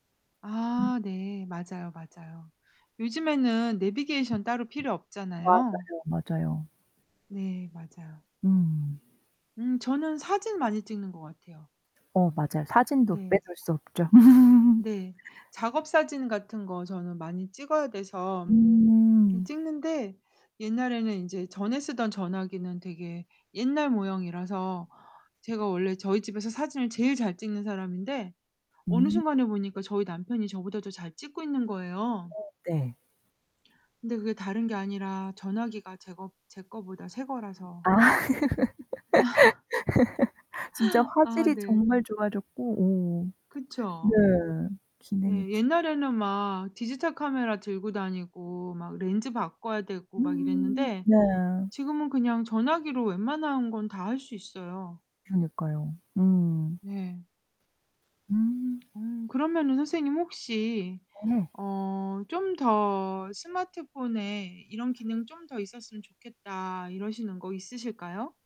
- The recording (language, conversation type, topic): Korean, unstructured, 요즘 가장 좋아하는 스마트폰 기능은 무엇인가요?
- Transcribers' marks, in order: static; distorted speech; other background noise; tapping; laugh; laughing while speaking: "아"; laugh; laughing while speaking: "아"